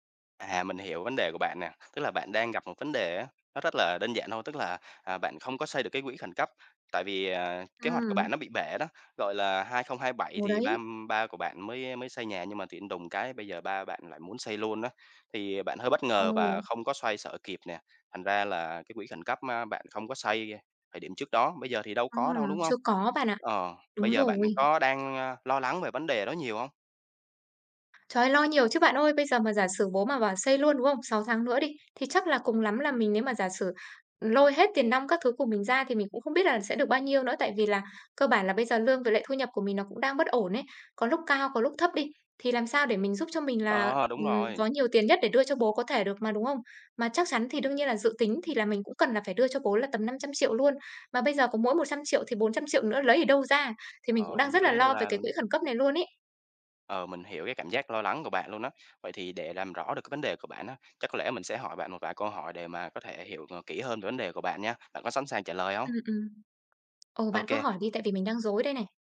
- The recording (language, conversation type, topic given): Vietnamese, advice, Làm sao để lập quỹ khẩn cấp khi hiện tại tôi chưa có và đang lo về các khoản chi phí bất ngờ?
- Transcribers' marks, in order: other background noise; tapping